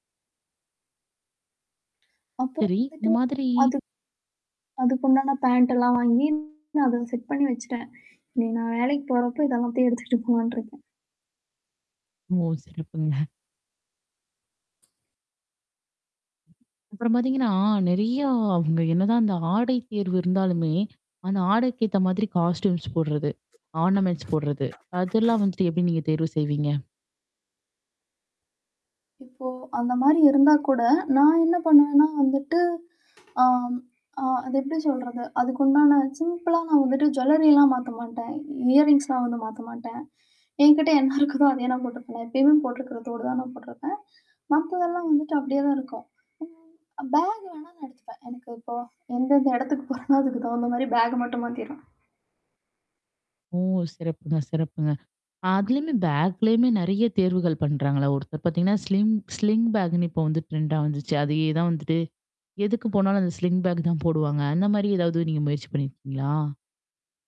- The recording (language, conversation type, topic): Tamil, podcast, இன்ஸ்டாகிராம் போன்ற சமூக ஊடகங்கள் உங்கள் ஆடைத் தேர்வை எவ்வளவு பாதிக்கின்றன?
- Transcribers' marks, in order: static; distorted speech; tapping; in English: "செட்"; other background noise; in English: "காஸ்டுயூம்ஸ்"; in English: "ஆர்னமெண்ட்ஸ்"; in English: "சிம்பிளா"; in English: "ஜுவெல்லரி"; in English: "இயர்ரிங்ஸ்லாம்"; laughing while speaking: "என்ன இருக்குதோ"; in English: "பேக்"; laughing while speaking: "போறனோ"; in English: "பேக்"; in English: "பேக்லயுமே"; in English: "ஸ்லிங் ஸ்லிங் பேக்"; in English: "ட்ரெண்டா"; in English: "ஸ்லிங் பேக்"